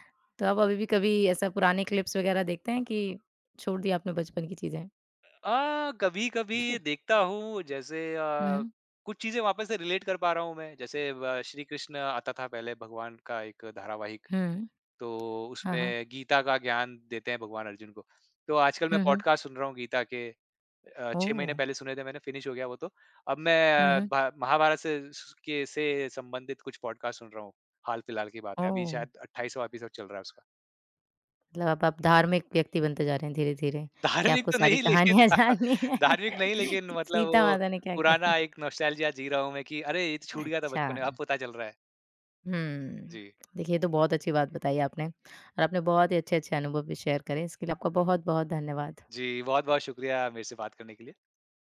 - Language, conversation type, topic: Hindi, podcast, क्या आप अपने बचपन की कोई टीवी से जुड़ी याद साझा करेंगे?
- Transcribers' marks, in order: in English: "क्लिप्स"; cough; in English: "रिलेट"; in English: "पॉडकास्ट"; in English: "फ़िनिश"; in English: "पॉडकास्ट"; in English: "एपिसोड"; laughing while speaking: "धार्मिक तो नहीं, लेकिन"; laugh; laughing while speaking: "कहानियाँ जाननी हैं"; laugh; in English: "नॉस्टैल्जिया"; laughing while speaking: "किया था?"; in English: "शेयर"